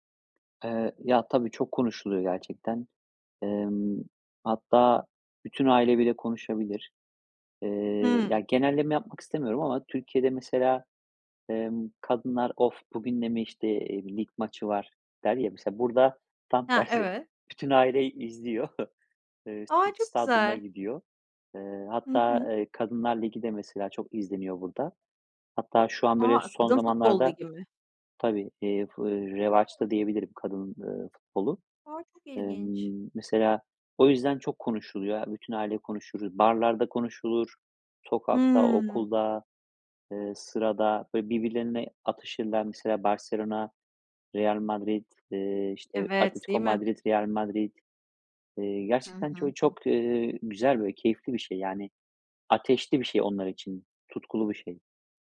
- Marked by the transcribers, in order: tapping; laughing while speaking: "tersi"; chuckle; other background noise
- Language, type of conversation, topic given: Turkish, podcast, İki dili bir arada kullanmak sana ne kazandırdı, sence?